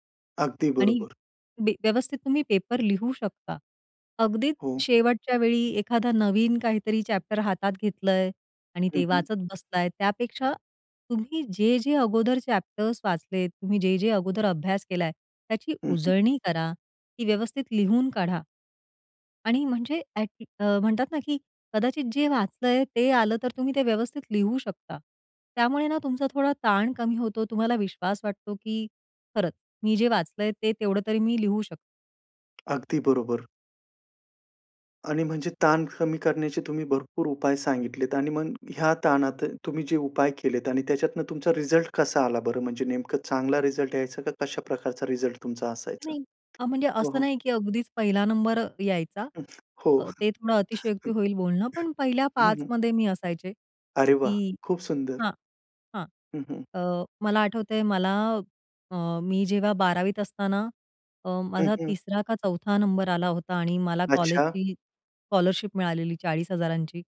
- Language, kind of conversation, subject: Marathi, podcast, परीक्षेतील ताण कमी करण्यासाठी तुम्ही काय करता?
- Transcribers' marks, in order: in English: "चॅप्टर"; in English: "चॅप्टर"; tapping; other background noise; chuckle